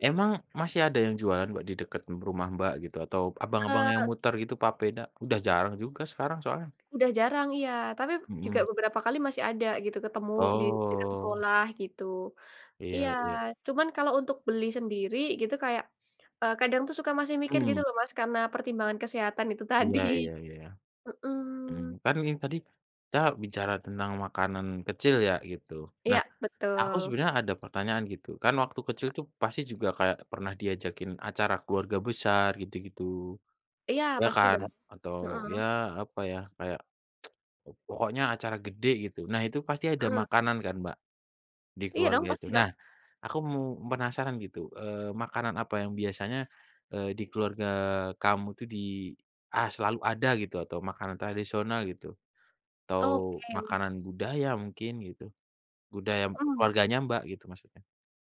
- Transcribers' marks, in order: other background noise; tapping; drawn out: "Oh"; laughing while speaking: "tadi"; tsk
- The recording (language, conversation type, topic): Indonesian, unstructured, Bagaimana makanan memengaruhi kenangan masa kecilmu?